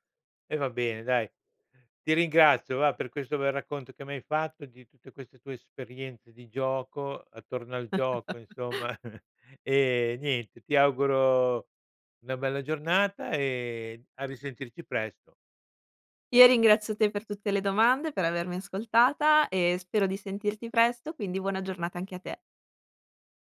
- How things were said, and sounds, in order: chuckle; chuckle
- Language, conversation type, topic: Italian, podcast, Come si coltivano amicizie durature attraverso esperienze condivise?